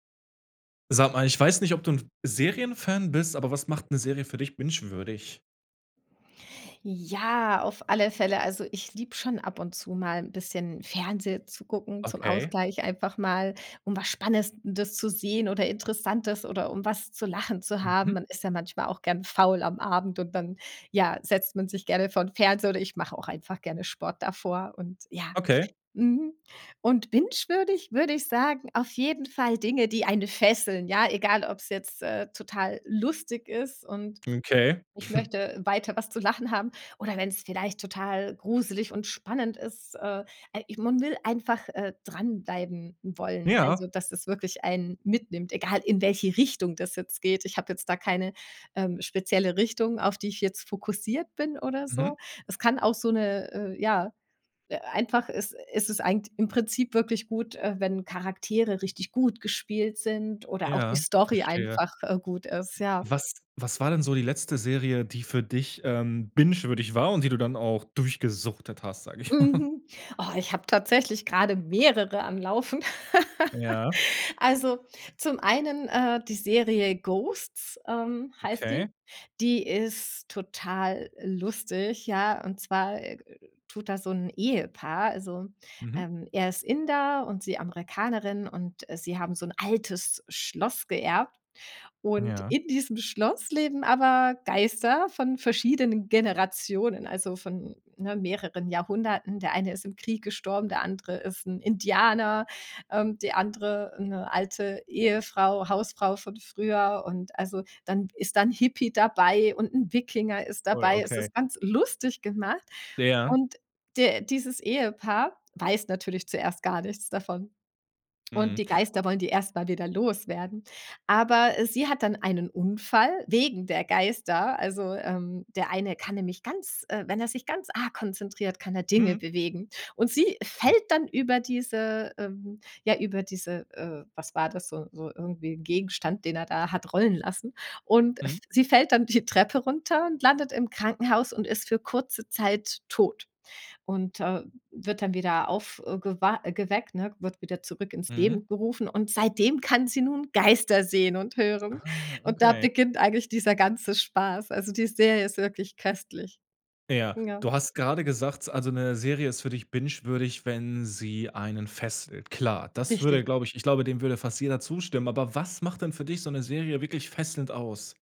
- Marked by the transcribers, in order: chuckle; chuckle; giggle
- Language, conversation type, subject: German, podcast, Was macht eine Serie binge-würdig?